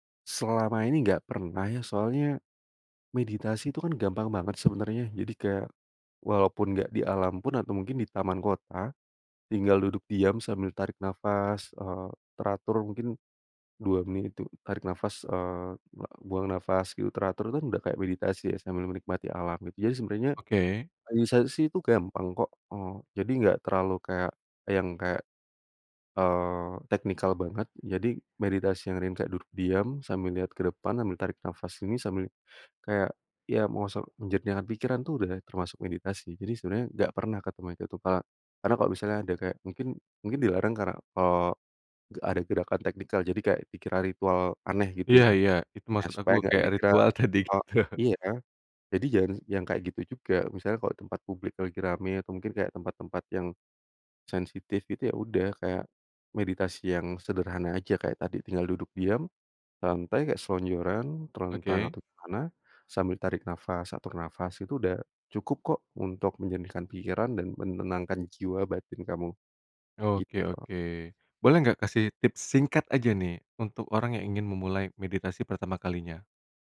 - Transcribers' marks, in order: other background noise; laughing while speaking: "tadi gitu"
- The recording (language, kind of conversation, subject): Indonesian, podcast, Bagaimana rasanya meditasi santai di alam, dan seperti apa pengalamanmu?